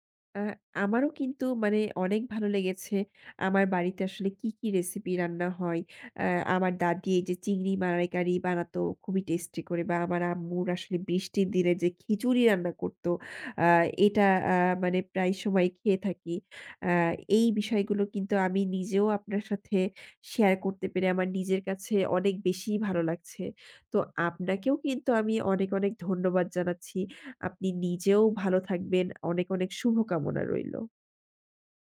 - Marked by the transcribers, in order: none
- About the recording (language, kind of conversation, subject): Bengali, podcast, তোমাদের বাড়ির সবচেয়ে পছন্দের রেসিপি কোনটি?